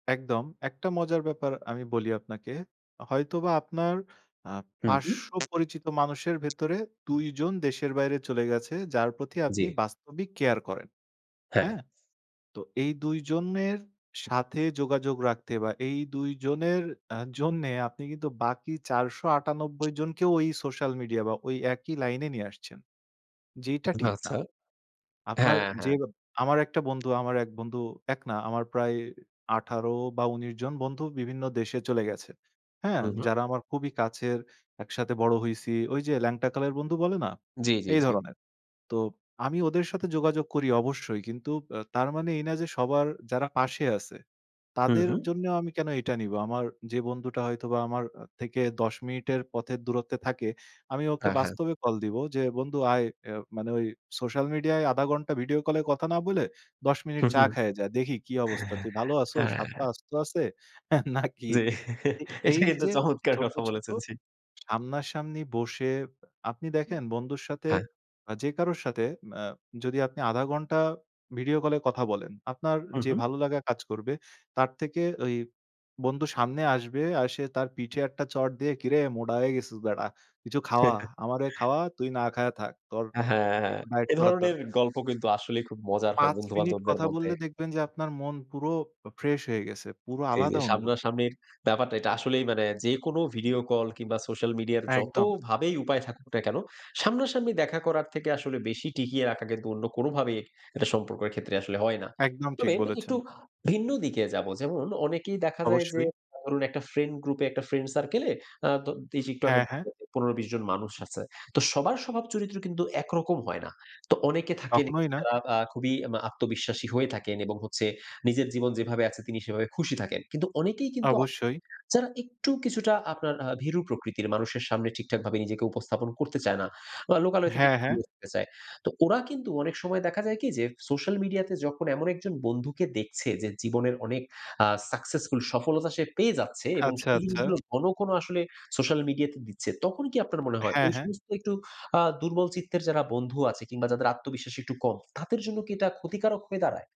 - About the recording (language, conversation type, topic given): Bengali, podcast, সামাজিক যোগাযোগমাধ্যম কি সম্পর্ককে আরও কাছে আনে, নাকি দূরে সরিয়ে দেয় বলে আপনি মনে করেন?
- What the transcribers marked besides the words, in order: other background noise; tapping; "বন্ধু" said as "বন্দু"; "বন্ধু" said as "বন্দু"; inhale; laughing while speaking: "জি। এটা, কিন্তু চমৎকার কথা বলেছেন জি"; laughing while speaking: "হ্যাঁ, নাকি?"; put-on voice: "কিরে মোডা হয়ে গেছস বেডা … ডায়েট করার দরকার"; chuckle; unintelligible speech; unintelligible speech